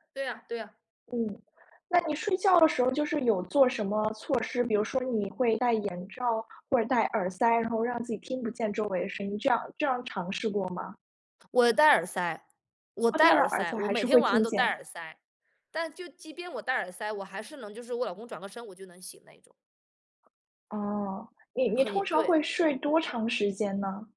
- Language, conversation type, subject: Chinese, advice, 长期睡眠不足会如何影响你的情绪和人际关系？
- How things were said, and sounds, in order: none